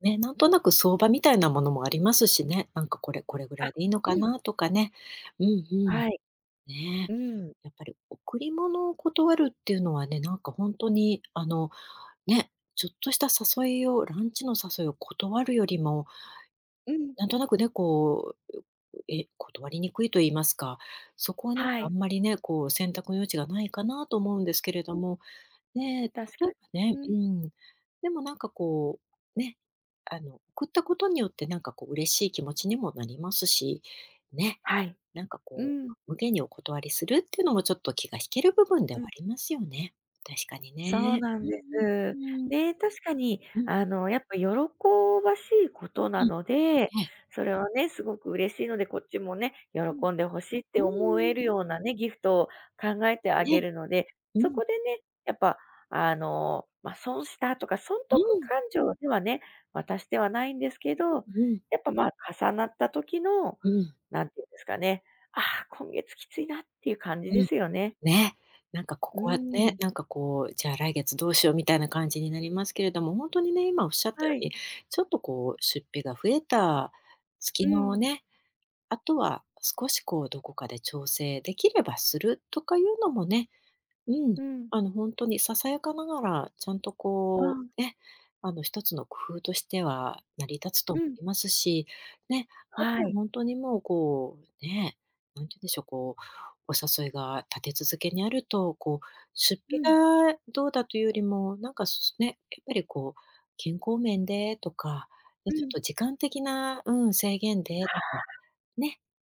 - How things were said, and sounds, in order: unintelligible speech
- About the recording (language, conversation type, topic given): Japanese, advice, ギフトや誘いを断れず無駄に出費が増える